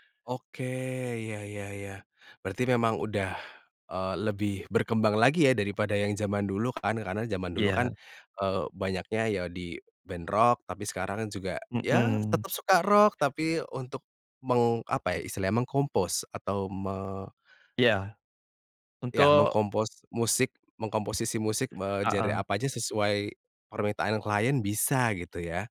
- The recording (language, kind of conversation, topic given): Indonesian, podcast, Bagaimana kamu memilih platform untuk membagikan karya?
- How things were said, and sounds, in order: tapping; in English: "meng-compose"; in English: "meng-compose"; other background noise